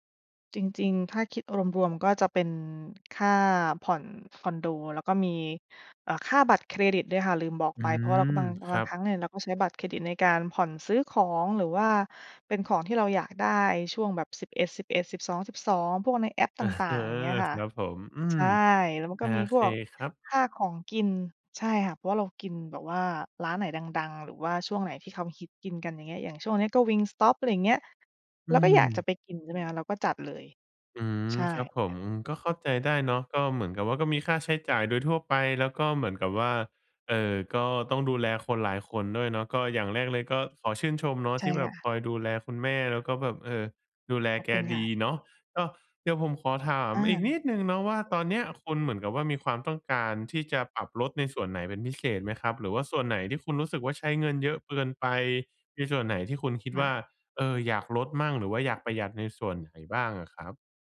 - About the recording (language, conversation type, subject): Thai, advice, จะลดค่าใช้จ่ายโดยไม่กระทบคุณภาพชีวิตได้อย่างไร?
- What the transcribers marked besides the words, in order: laughing while speaking: "อะ"; tapping